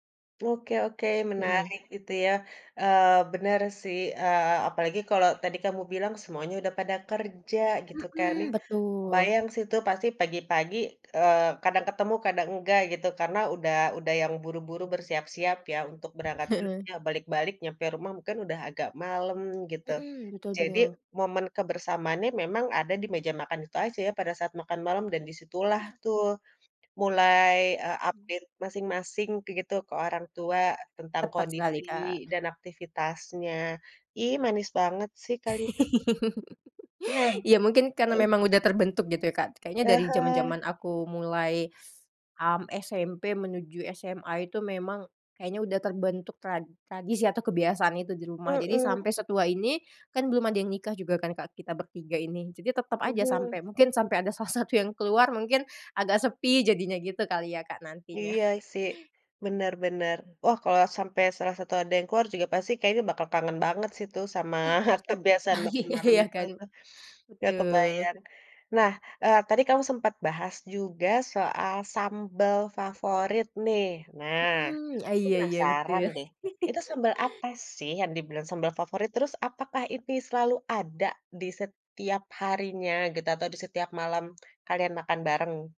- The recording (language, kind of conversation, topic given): Indonesian, podcast, Bagaimana kebiasaan makan malam bersama keluarga kalian?
- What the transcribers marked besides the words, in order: other background noise; in English: "update"; giggle; teeth sucking; laughing while speaking: "salah satu"; chuckle; laughing while speaking: "iya kan?"; laughing while speaking: "sama"